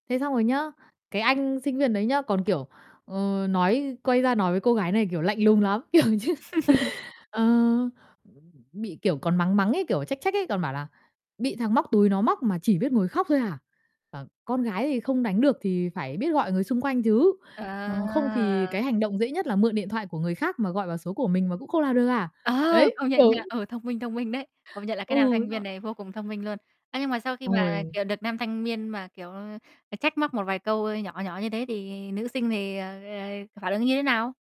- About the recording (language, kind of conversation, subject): Vietnamese, podcast, Bạn đã từng gặp tình huống bị trộm cắp giữa đường chưa?
- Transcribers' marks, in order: laughing while speaking: "kiểu như"; laugh; other noise; drawn out: "À"; unintelligible speech; "niên" said as "miên"